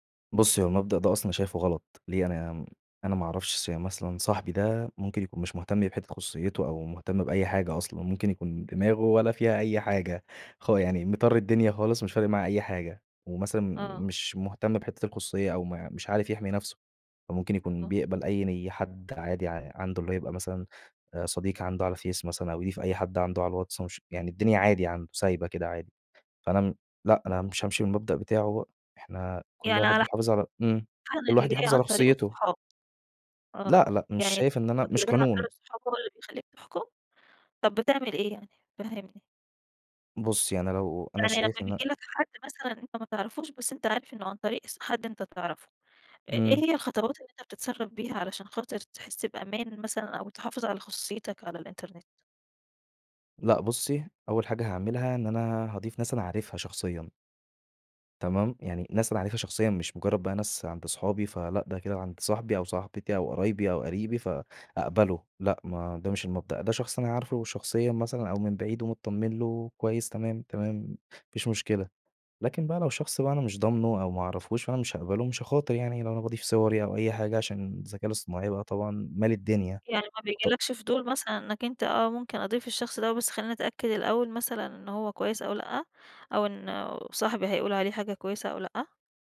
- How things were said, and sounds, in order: unintelligible speech
- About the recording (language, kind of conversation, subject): Arabic, podcast, إزاي بتحافظ على خصوصيتك على الإنترنت؟